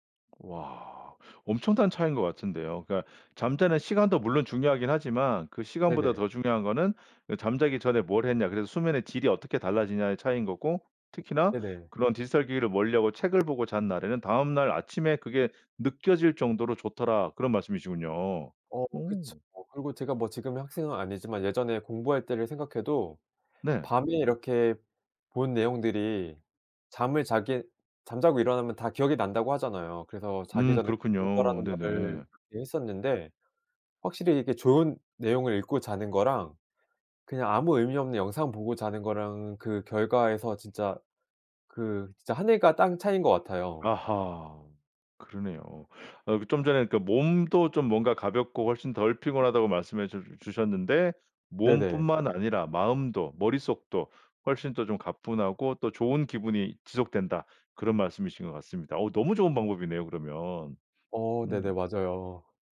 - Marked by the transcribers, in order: tapping; other background noise
- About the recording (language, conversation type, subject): Korean, podcast, 디지털 디톡스는 어떻게 하세요?